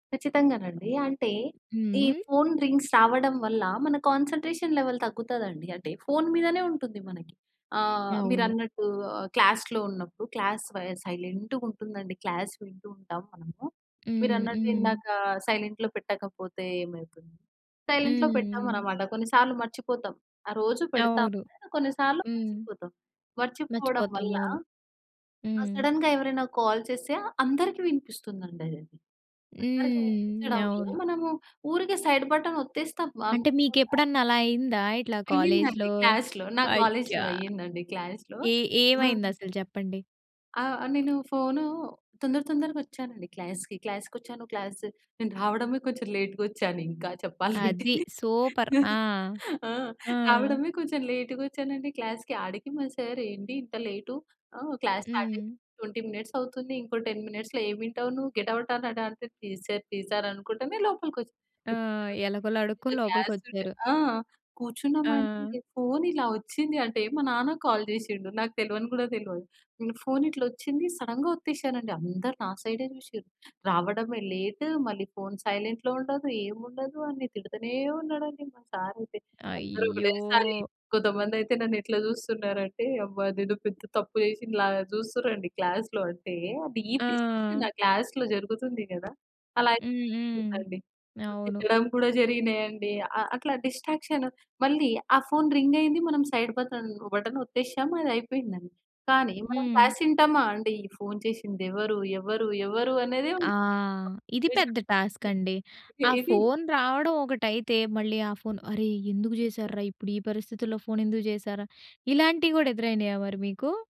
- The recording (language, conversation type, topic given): Telugu, podcast, ఫోన్‌లో వచ్చే నోటిఫికేషన్‌లు మనం వినే దానిపై ఎలా ప్రభావం చూపిస్తాయి?
- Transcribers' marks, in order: in English: "రింగ్స్"; in English: "కాన్సన్‌ట్రేషన్ లెవెల్"; in English: "క్లాస్‌లో"; in English: "క్లాస్"; in English: "క్లాస్"; in English: "సైలెంట్‌లో"; other background noise; in English: "సైలెంట్‌లో"; tapping; in English: "సడెన్‌గా"; in English: "కాల్"; drawn out: "హ్మ్"; in English: "సైడ్ బటన్"; in English: "క్లాస్‌లో"; in English: "క్లాస్‌లో"; in English: "క్లాస్‌కి"; in English: "క్లాస్"; laughing while speaking: "చెప్పాలంటే"; in English: "సూపర్"; in English: "లేట్"; in English: "క్లాస్‌కి"; in English: "క్లాస్ స్టార్ట్"; in English: "ట్వెంటీ"; in English: "టెన్ మినిట్స్‌లో"; in English: "గెట్ అవుట్"; in English: "ప్లీజ్"; in English: "ప్లీజ్"; in English: "సైలెంట్‌గా క్లాస్"; in English: "కాల్"; in English: "సడెన్‌గా"; in English: "లేట్"; in English: "ఫోన్ సైలెంట్‌లో"; in English: "క్లాస్‌లో"; in English: "డీప్ డిస్క‌షన్"; in English: "క్లాస్‌లో"; in English: "సో"; in English: "డిస్ట్రాక్షన్"; in English: "సైడ్"; in English: "బటన్"; in English: "క్లాస్"; in English: "కాన్సన్‌ట్రేషన్"